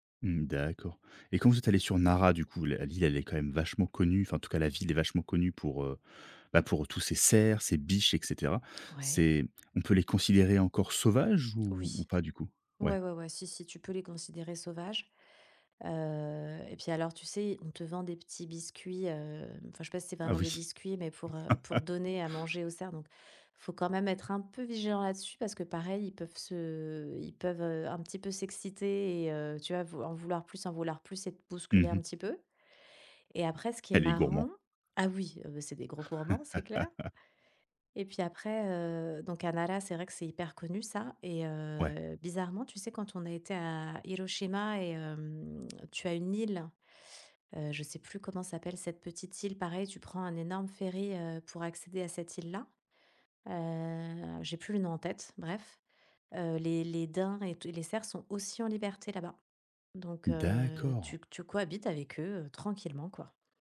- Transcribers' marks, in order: stressed: "cerfs"; drawn out: "heu"; laugh; laugh; put-on voice: "Nara"; put-on voice: "Hiroshima"; drawn out: "hem"; drawn out: "heu"
- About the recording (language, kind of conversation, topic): French, podcast, Peux-tu me raconter une rencontre inattendue avec un animal sauvage ?